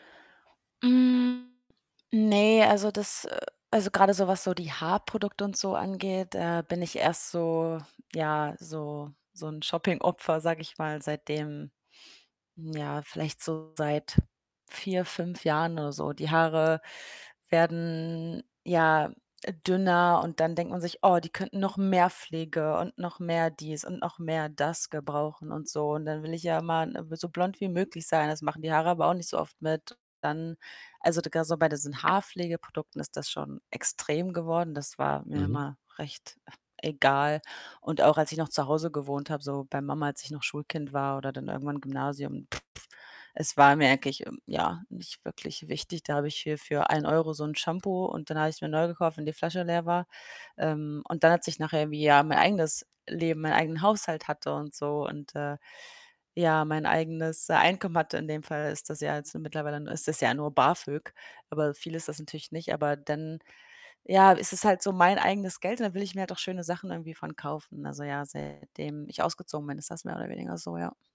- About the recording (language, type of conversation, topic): German, advice, Warum fühle ich mich beim Einkaufen oft überfordert und habe Schwierigkeiten, Kaufentscheidungen zu treffen?
- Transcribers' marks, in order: static; tapping; other background noise; distorted speech; drawn out: "werden"; stressed: "mehr"; chuckle; other noise